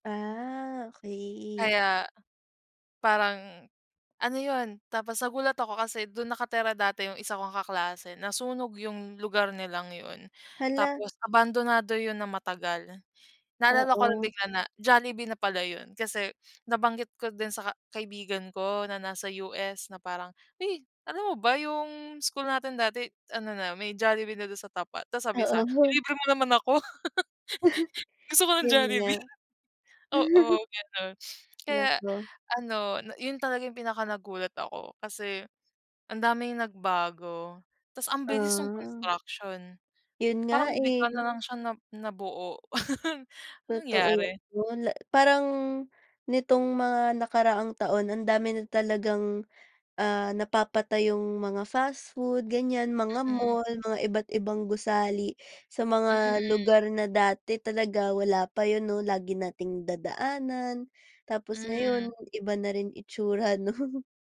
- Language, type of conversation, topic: Filipino, unstructured, Ano ang mga pagbabagong nagulat ka sa lugar ninyo?
- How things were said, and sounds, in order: tapping; laugh; laugh; laugh; laughing while speaking: "'no"; laugh